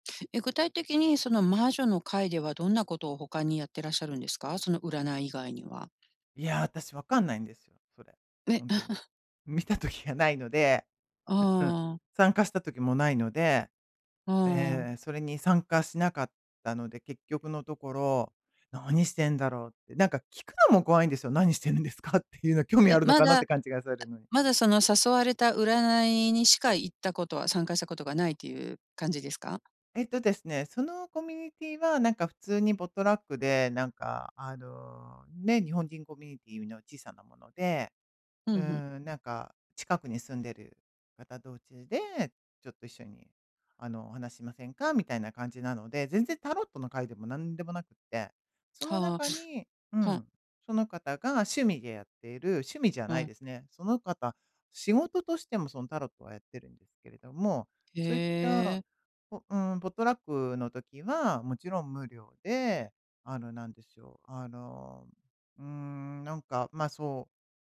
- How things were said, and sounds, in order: tapping; chuckle; laughing while speaking: "見た時がないので"; laughing while speaking: "何してるんですかっていうの"; other background noise; in English: "ポットラック"; in English: "ポットラック"
- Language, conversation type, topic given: Japanese, advice, 友人の集まりで気まずい雰囲気を避けるにはどうすればいいですか？